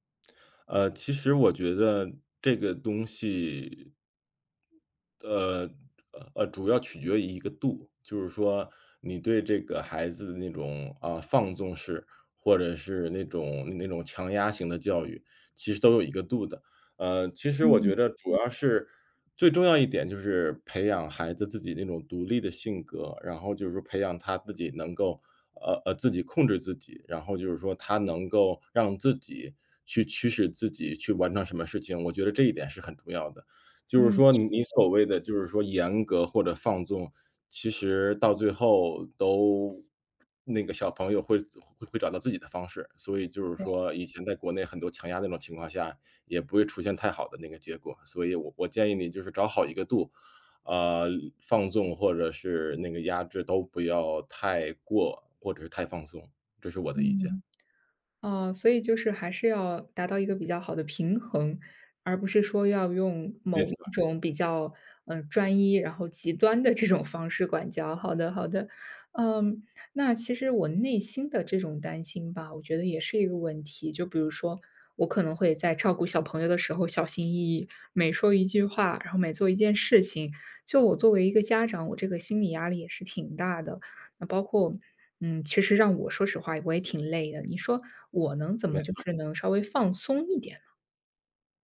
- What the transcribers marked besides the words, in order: other background noise; chuckle
- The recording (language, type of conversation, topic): Chinese, advice, 在养育孩子的过程中，我总担心自己会犯错，最终成为不合格的父母，该怎么办？